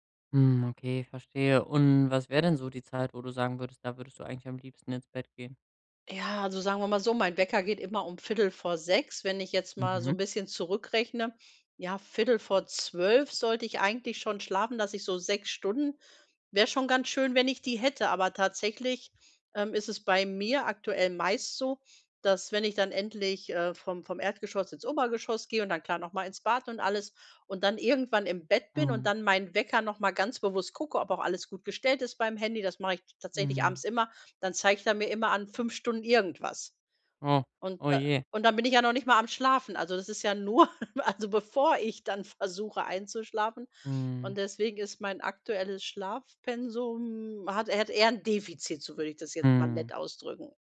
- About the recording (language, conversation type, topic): German, advice, Wie kann ich mir täglich feste Schlaf- und Aufstehzeiten angewöhnen?
- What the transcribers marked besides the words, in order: laughing while speaking: "nur"; giggle; stressed: "bevor"